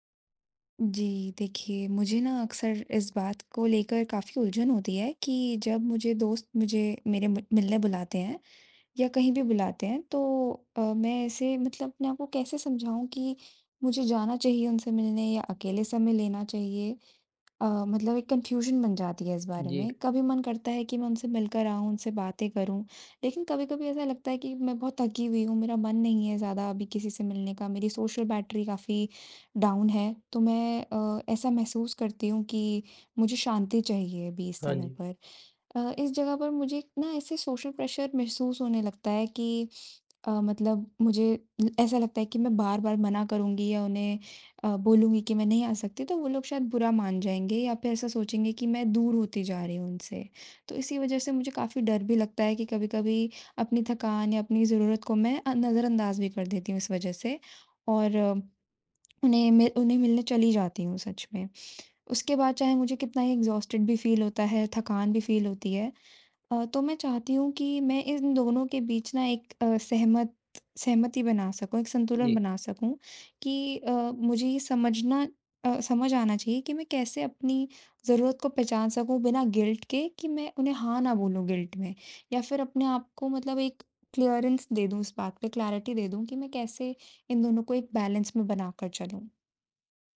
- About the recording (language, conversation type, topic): Hindi, advice, मैं सामाजिक दबाव और अकेले समय के बीच संतुलन कैसे बनाऊँ, जब दोस्त बुलाते हैं?
- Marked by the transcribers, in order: in English: "कन्फ्यूजन"; other background noise; in English: "सोशल"; in English: "डाउन"; in English: "सोशल प्रेशर"; in English: "एक्सहॉस्टेड"; in English: "फील"; in English: "फील"; in English: "गिल्ट"; in English: "गिल्ट"; in English: "क्लीयरेंस"; in English: "क्लैरिटी"; in English: "बैलेंस"